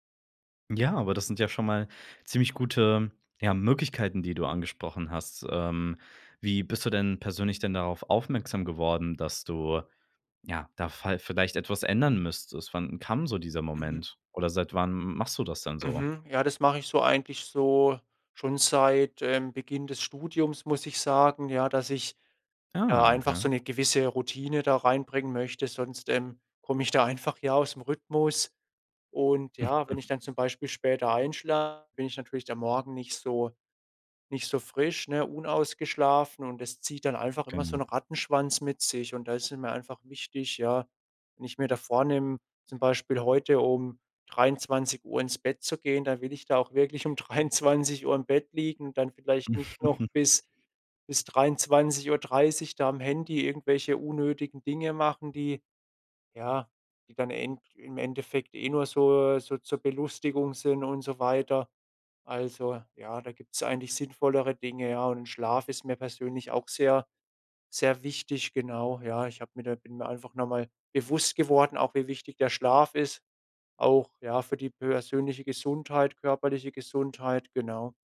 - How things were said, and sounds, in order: laughing while speaking: "dreiundzwanzig Uhr"; chuckle
- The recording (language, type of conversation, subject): German, podcast, Wie schaltest du beim Schlafen digital ab?